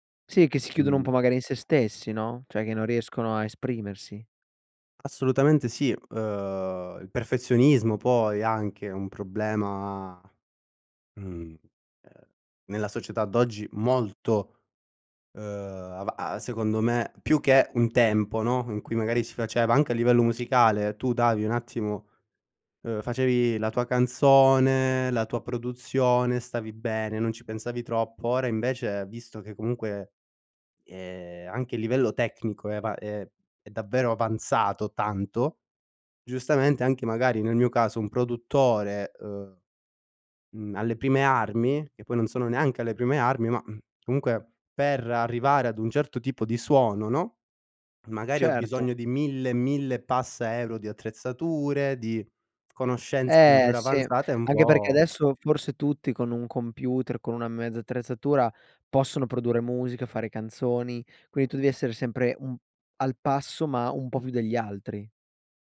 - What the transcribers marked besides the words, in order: "cioè" said as "ceh"; tapping
- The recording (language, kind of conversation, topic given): Italian, podcast, Quando perdi la motivazione, cosa fai per ripartire?